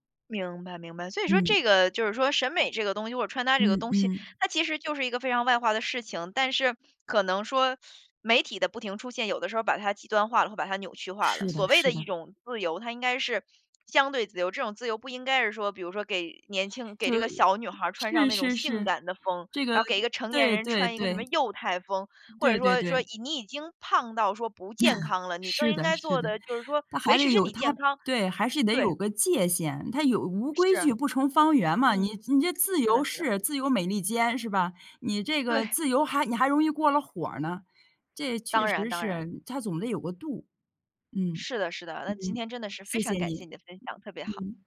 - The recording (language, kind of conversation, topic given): Chinese, podcast, 你通常从哪里获取穿搭灵感？
- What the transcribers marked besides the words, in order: chuckle; other noise